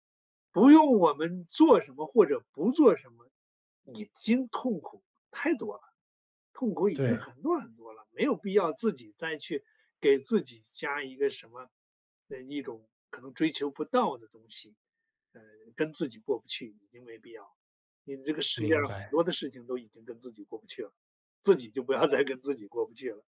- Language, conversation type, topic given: Chinese, podcast, 如何辨别什么才是真正属于自己的成功？
- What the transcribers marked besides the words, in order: laughing while speaking: "就不要"